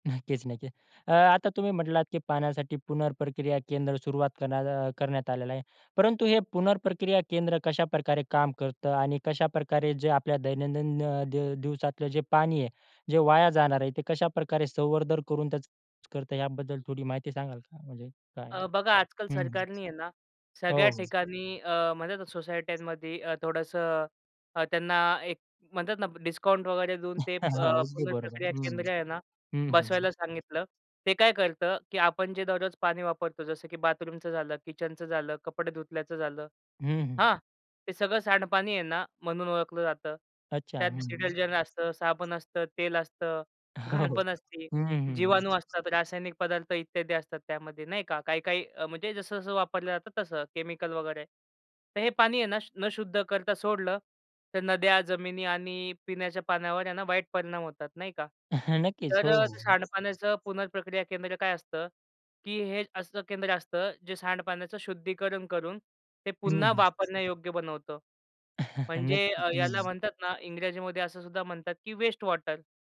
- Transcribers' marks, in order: tapping; other noise; other background noise; laughing while speaking: "हो, हो"; chuckle; chuckle
- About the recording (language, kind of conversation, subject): Marathi, podcast, दैनंदिन आयुष्यात पाण्याचं संवर्धन आपण कसं करू शकतो?